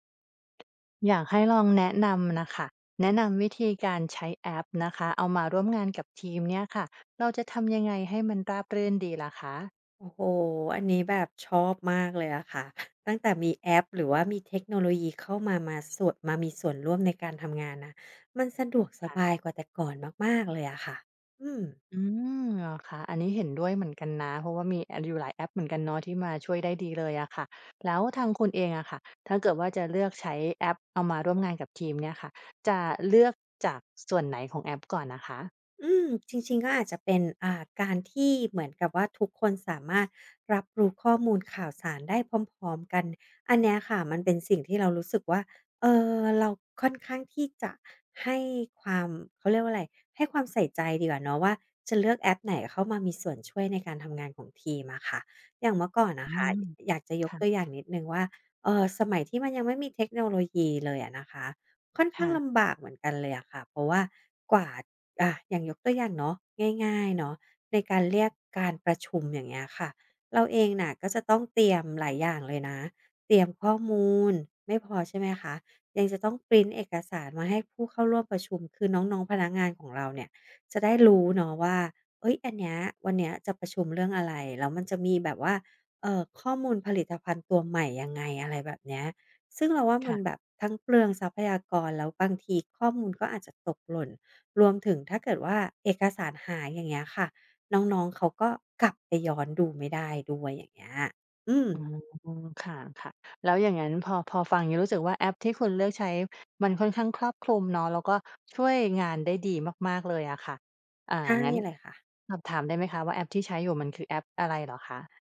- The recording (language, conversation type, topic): Thai, podcast, จะใช้แอปสำหรับทำงานร่วมกับทีมอย่างไรให้การทำงานราบรื่น?
- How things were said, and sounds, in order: tapping; other background noise; "อยู่" said as "ยู"; "หลาย" said as "ไล"